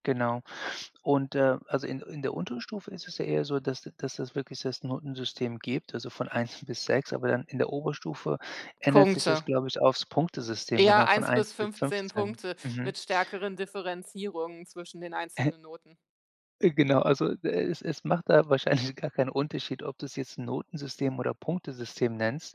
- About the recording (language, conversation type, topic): German, podcast, Wie wichtig sind Noten wirklich für den Erfolg?
- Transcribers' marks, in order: other noise; laughing while speaking: "wahrscheinlich"